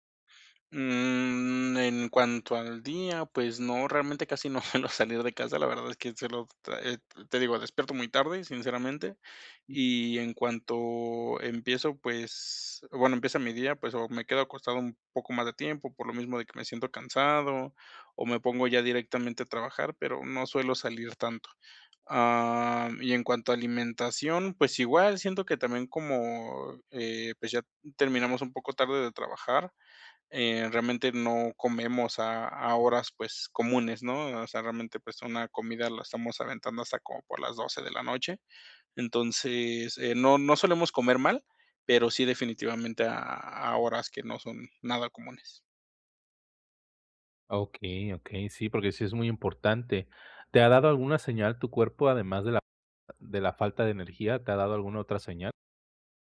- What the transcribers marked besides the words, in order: laughing while speaking: "no suelo salir de casa"; tapping
- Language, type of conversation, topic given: Spanish, advice, ¿Por qué, aunque he descansado, sigo sin energía?